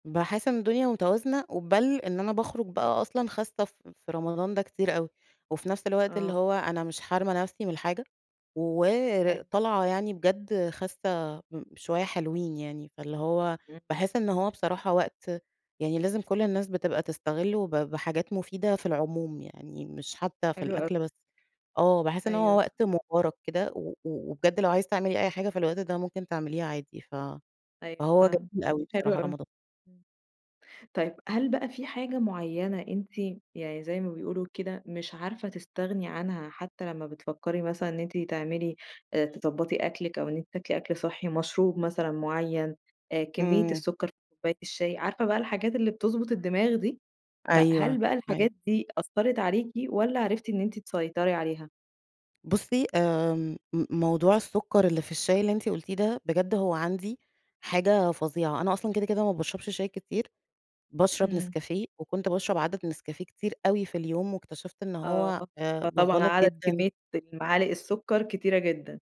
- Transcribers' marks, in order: none
- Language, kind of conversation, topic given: Arabic, podcast, إزاي بتوازن بين الأكل الصحي والخروجات مع الصحاب؟